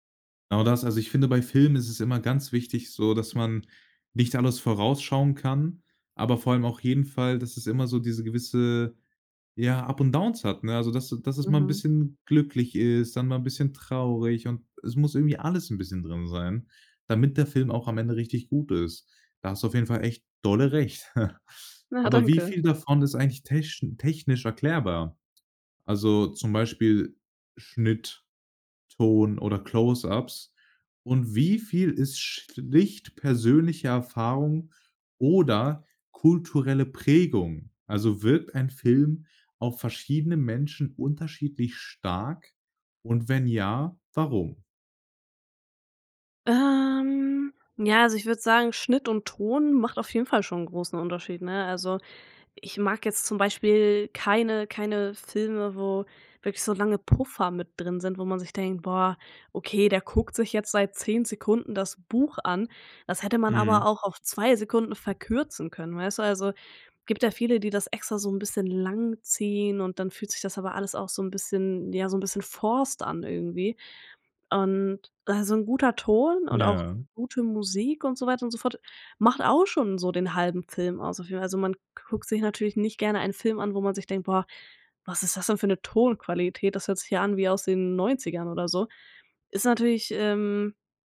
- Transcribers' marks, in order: in English: "up"; in English: "downs"; other background noise; chuckle; drawn out: "Ähm"; in English: "forced"
- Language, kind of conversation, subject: German, podcast, Was macht einen Film wirklich emotional?